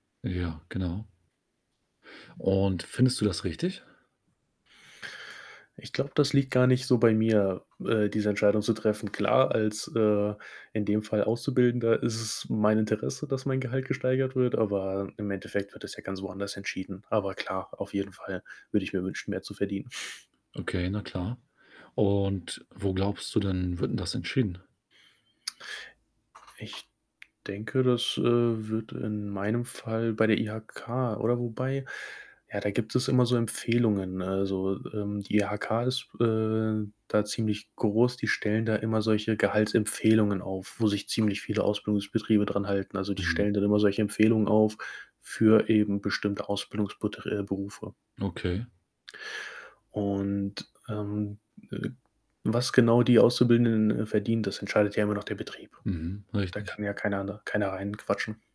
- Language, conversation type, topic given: German, podcast, Welche Situation hat zunächst schlimm gewirkt, sich aber später zum Guten gewendet?
- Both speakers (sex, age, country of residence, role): male, 20-24, Germany, guest; male, 40-44, Germany, host
- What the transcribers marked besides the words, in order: static; other background noise; snort; distorted speech